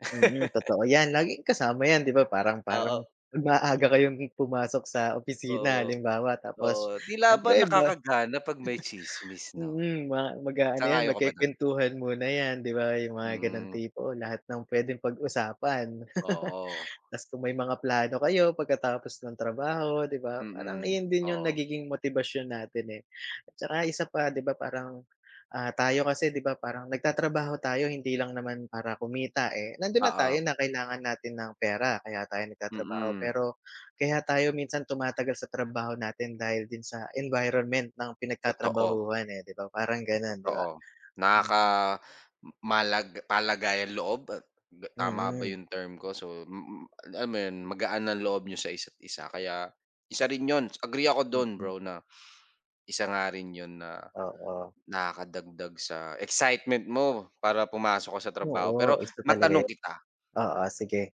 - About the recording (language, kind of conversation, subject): Filipino, unstructured, Ano ang pinakamasayang bahagi ng iyong trabaho?
- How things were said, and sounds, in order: hiccup; joyful: "maaga kayong pumasok sa opisina … yan, 'di ba?"; chuckle; "magkukuwentuhan" said as "magkekwentuhan"; laugh